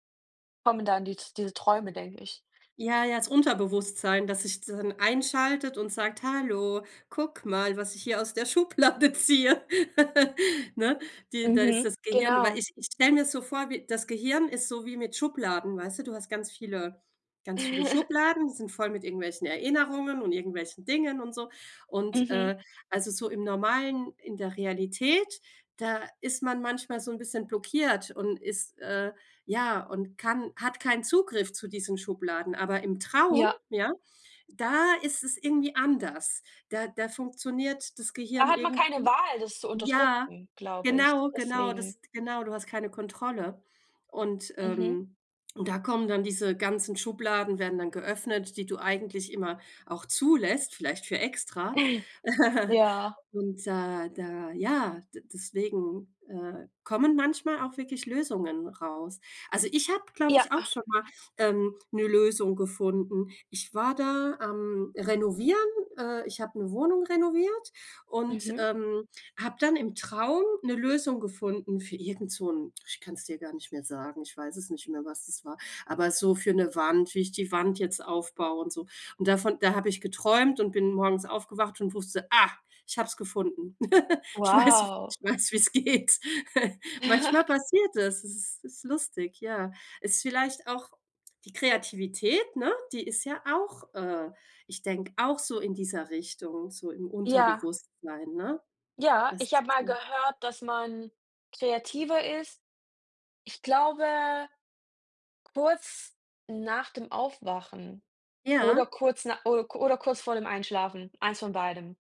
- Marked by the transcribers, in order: laughing while speaking: "Schublatte ziehe"; laugh; laugh; chuckle; laugh; laugh; laughing while speaking: "Ich weiß ich weiß, wie es geht"; laugh
- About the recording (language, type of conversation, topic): German, unstructured, Was fasziniert dich am meisten an Träumen, die sich so real anfühlen?